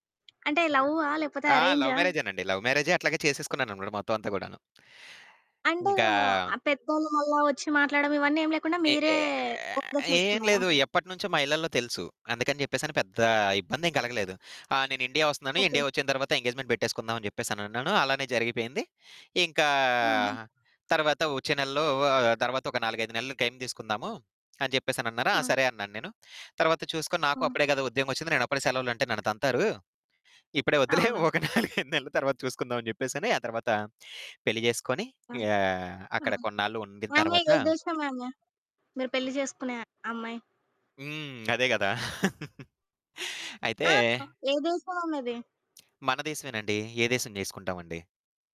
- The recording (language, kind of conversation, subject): Telugu, podcast, మీ జీవితంలో పెద్ద మార్పు తీసుకువచ్చిన అనుభవం ఏది?
- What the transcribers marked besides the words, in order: other background noise; in English: "లవ్"; in English: "లవ్"; mechanical hum; other noise; distorted speech; in English: "మ్యారేజ్"; in English: "ఎంగేజ్‌మెంట్"; laughing while speaking: "వద్దులే. ఒక నాలుగైదు నెల్ల తరువాత చూసుకుందామని"; laugh